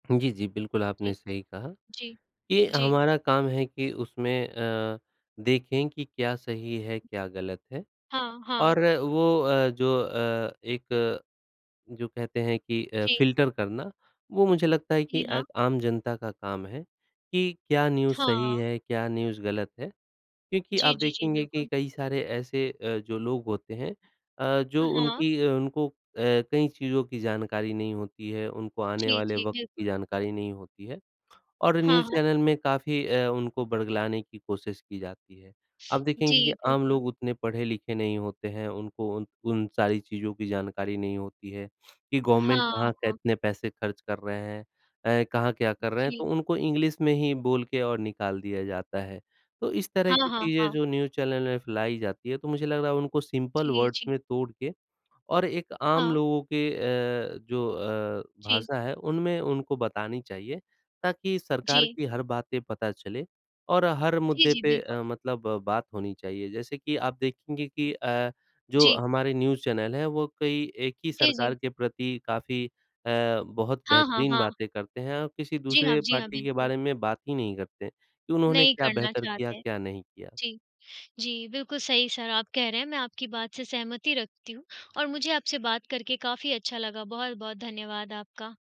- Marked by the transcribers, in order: in English: "फिल्टर"; in English: "न्यूज़"; in English: "न्यूज़"; in English: "न्यूज़"; in English: "गवर्नमेंट"; in English: "इंग्लिश"; in English: "न्यूज़"; in English: "सिंपल वर्ड्स"; in English: "न्यूज़"; in English: "पार्टी"; tapping
- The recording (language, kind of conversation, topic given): Hindi, unstructured, आज की खबरों में आपको सबसे चौंकाने वाली बात क्या लगी?